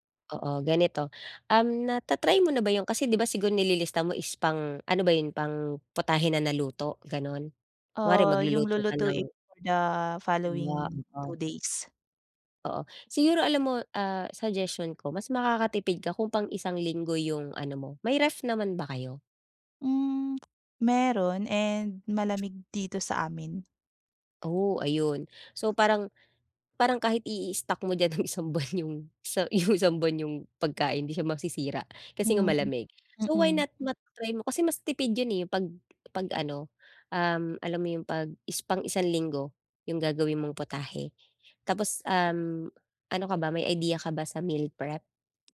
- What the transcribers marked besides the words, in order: unintelligible speech; tapping; scoff; other background noise
- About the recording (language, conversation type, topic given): Filipino, advice, Paano ako makakapagbadyet at makakapamili nang matalino sa araw-araw?